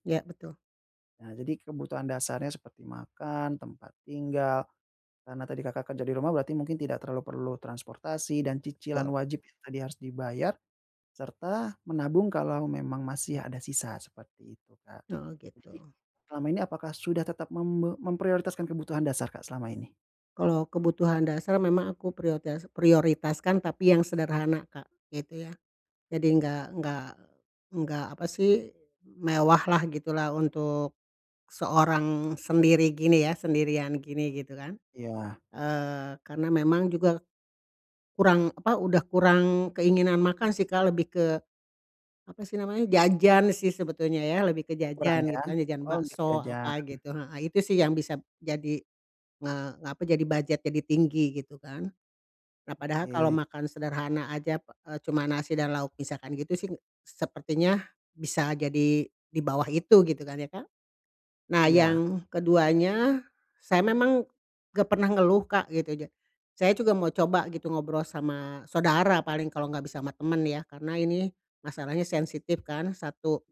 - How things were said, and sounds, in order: none
- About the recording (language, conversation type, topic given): Indonesian, advice, Bagaimana cara menyeimbangkan pembayaran utang dengan kebutuhan sehari-hari setiap bulan?